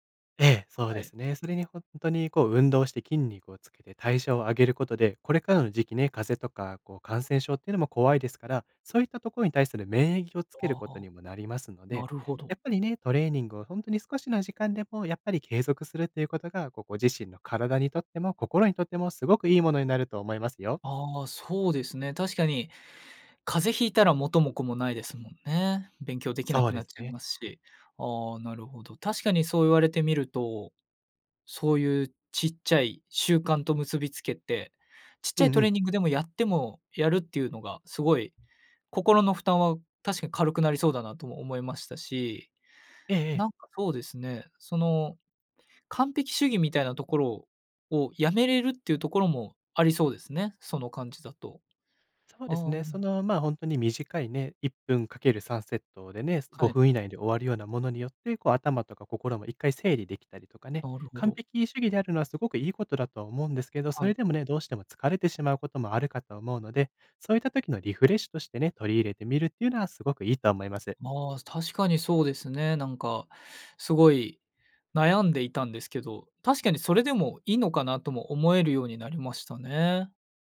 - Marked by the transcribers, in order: other background noise
- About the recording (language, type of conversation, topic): Japanese, advice, トレーニングへのモチベーションが下がっているのですが、どうすれば取り戻せますか?